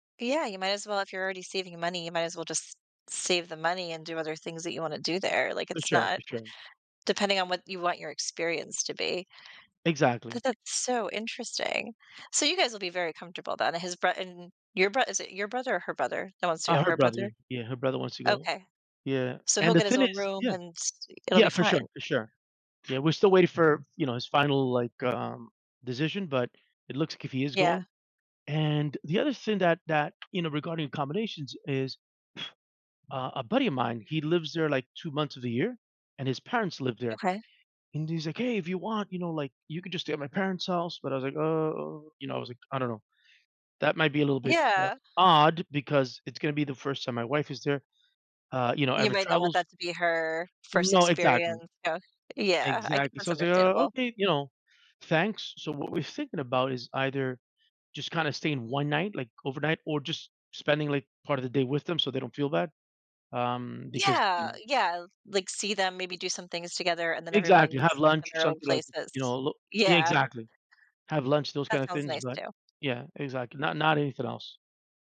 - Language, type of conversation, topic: English, unstructured, How do I decide between a friend's couch and a hotel?
- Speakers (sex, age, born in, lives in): female, 40-44, United States, United States; male, 45-49, Dominican Republic, United States
- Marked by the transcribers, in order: other background noise; tapping; blowing